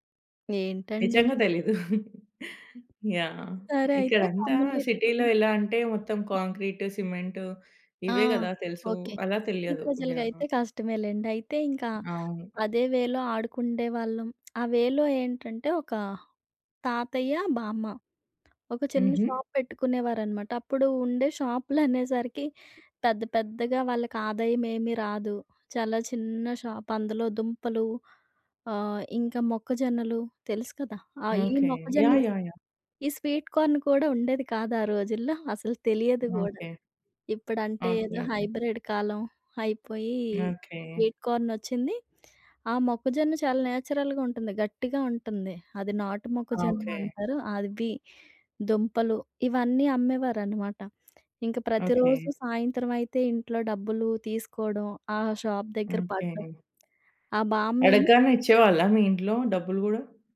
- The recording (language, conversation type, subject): Telugu, podcast, చిన్నగా కనిపించే ఒక దారిలో నిజంగా గొప్ప కథ దాగి ఉంటుందా?
- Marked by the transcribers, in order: chuckle; other background noise; in English: "సిటీలో"; in English: "షాప్"; in English: "షాప్"; in English: "స్వీట్ కార్న్"; in English: "హైబ్రిడ్"; in English: "స్వీట్ కార్న్"; in English: "నేచురల్‌గా"; lip smack; in English: "షాప్"; lip smack